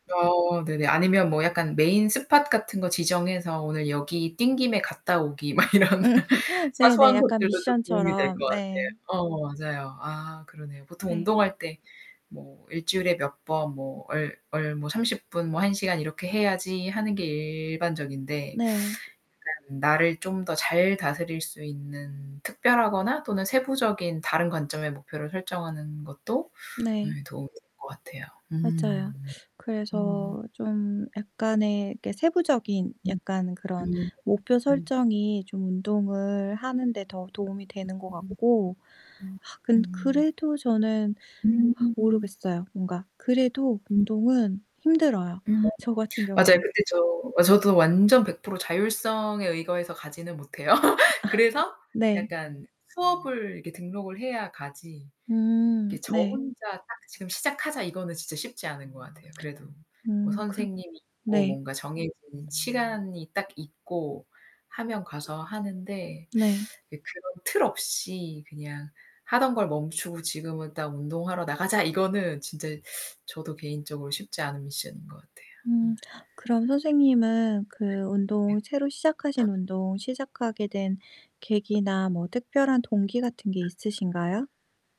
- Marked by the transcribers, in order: distorted speech; laugh; laughing while speaking: "막 이런"; other background noise; teeth sucking; static; teeth sucking; laugh; teeth sucking; teeth sucking
- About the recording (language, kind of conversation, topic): Korean, unstructured, 운동을 하면서 느낀 가장 큰 기쁨은 무엇인가요?